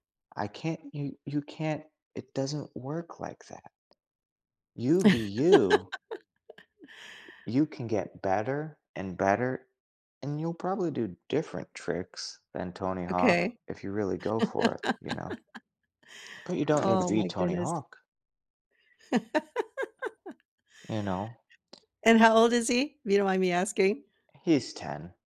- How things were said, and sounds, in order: laugh; laugh; other background noise; laugh
- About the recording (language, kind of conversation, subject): English, unstructured, How do you recognize and celebrate your personal achievements?
- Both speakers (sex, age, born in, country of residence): female, 70-74, United States, United States; male, 30-34, United States, United States